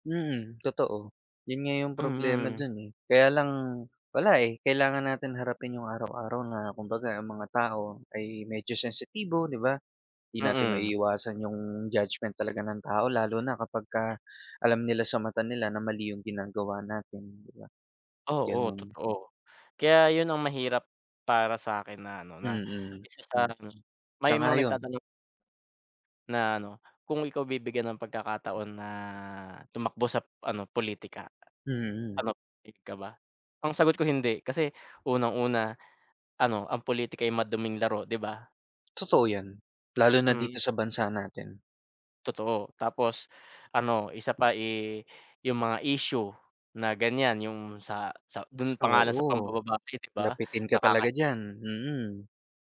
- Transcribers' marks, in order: other background noise; tapping; "sa" said as "sap"
- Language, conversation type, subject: Filipino, unstructured, Ano ang nararamdaman mo kapag may lumalabas na mga iskandalong pampulitika?